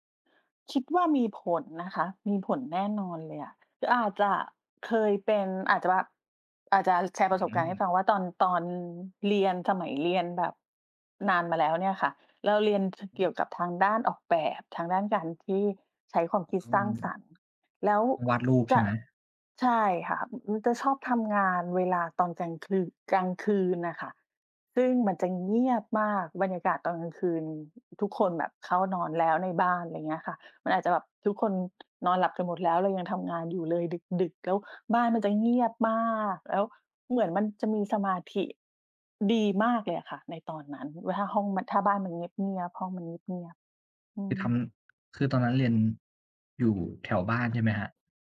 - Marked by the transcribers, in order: tapping
- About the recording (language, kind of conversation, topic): Thai, unstructured, คุณชอบฟังเพลงระหว่างทำงานหรือชอบทำงานในความเงียบมากกว่ากัน และเพราะอะไร?